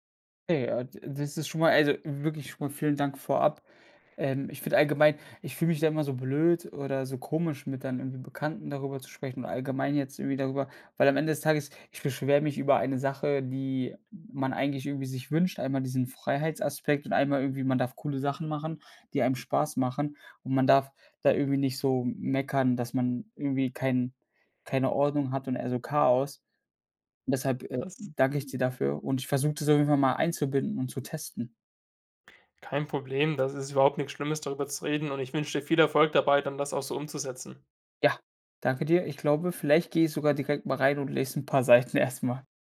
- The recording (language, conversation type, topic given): German, advice, Wie kann ich eine feste Morgen- oder Abendroutine entwickeln, damit meine Tage nicht mehr so chaotisch beginnen?
- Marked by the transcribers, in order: none